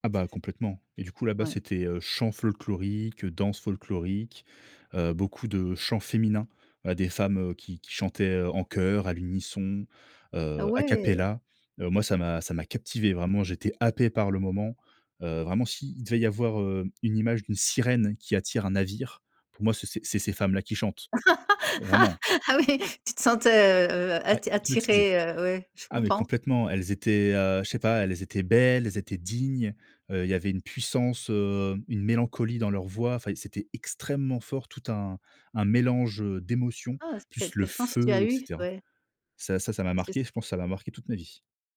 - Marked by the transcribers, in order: stressed: "captivé"; stressed: "happé"; stressed: "sirène"; laugh; laughing while speaking: "Ah oui"; tapping; stressed: "extrêmement"; other background noise
- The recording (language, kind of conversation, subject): French, podcast, Quel plat découvert en voyage raconte une histoire selon toi ?